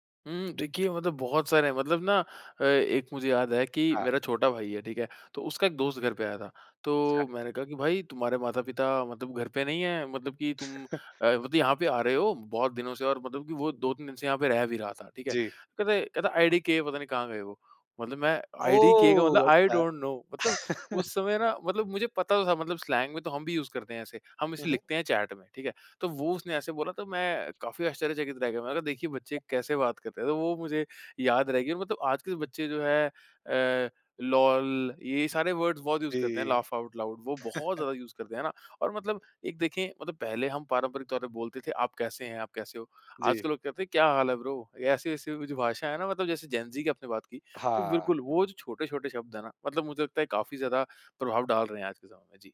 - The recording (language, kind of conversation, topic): Hindi, podcast, सोशल मीडिया ने आपकी भाषा को कैसे बदला है?
- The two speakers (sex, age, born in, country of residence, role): male, 25-29, India, India, guest; male, 35-39, India, India, host
- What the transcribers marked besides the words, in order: laugh; in English: "आई डोंट नो"; in English: "स्लैंग"; in English: "चैट"; unintelligible speech; in English: "लोल"; in English: "वर्ड्स"; in English: "यूज़"; in English: "लाफ़ आउट लाउड"; in English: "यूज़"; laugh; in English: "ब्रो?"